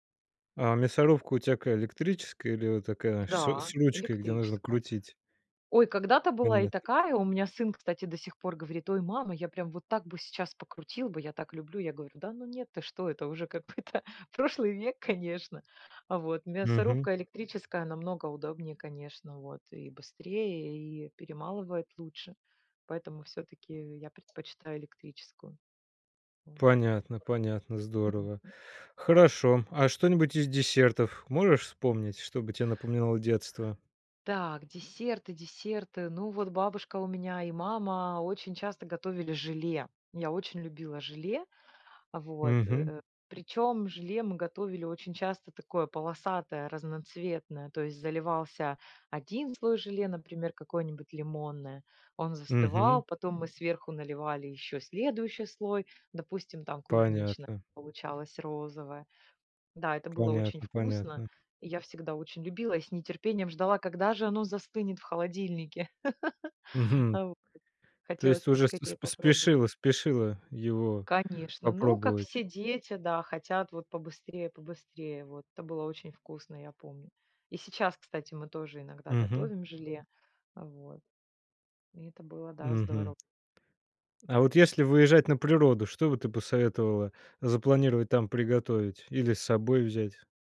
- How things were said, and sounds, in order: background speech; laughing while speaking: "какой-то прошлый век, конечно"; tapping; other background noise; chuckle
- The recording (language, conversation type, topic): Russian, podcast, Какие блюда напоминают тебе детство?